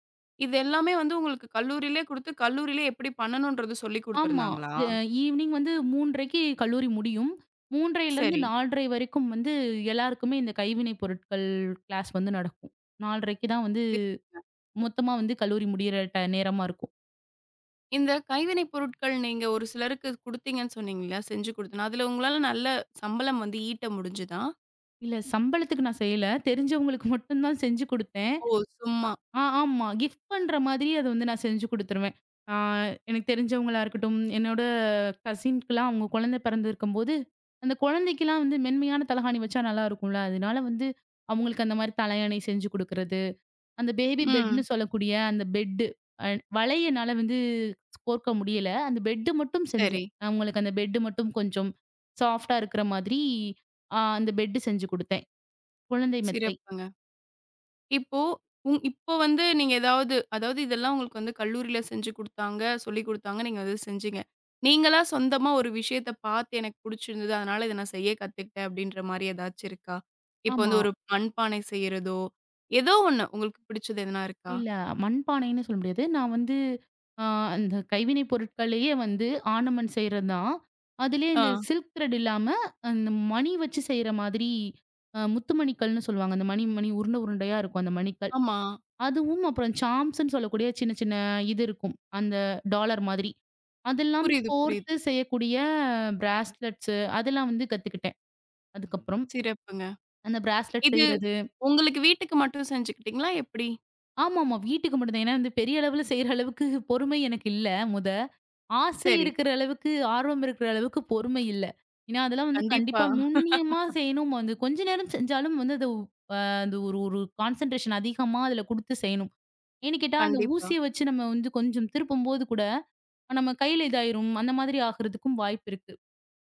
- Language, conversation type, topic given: Tamil, podcast, நீ கைவினைப் பொருட்களைச் செய்ய விரும்புவதற்கு உனக்கு என்ன காரணம்?
- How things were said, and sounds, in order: in English: "ஈவினிங்"; in English: "கிளாஸ்"; other noise; laughing while speaking: "தெரிஞ்சவங்களுக்கு மட்டும் தான் செஞ்சு கொடுத்தேன்"; in English: "கிஃப்ட்"; in English: "கசின்க்கெல்லாம்"; in English: "பேபி பெட்ன்னு"; in English: "பெட்"; in English: "பெட்"; in English: "பெட்"; in English: "சாஃப்ட்டா"; in English: "பெட்"; in English: "ஆர்ணமன்ட்"; in English: "சில்க் திரட்"; in English: "சாம்ஸ்ன்னு"; in English: "டாலர்"; in English: "பிராஸ்லெட்ஸ்"; swallow; in English: "ப்ராஸ்லெட்"; laughing while speaking: "ஏன்னா பெரிய அளவுல செய்யற அளவுக்குப் பொறுமை எனக்கு இல்ல. முத"; laugh; in English: "கான்சண்ட்ரேக்ஷன்"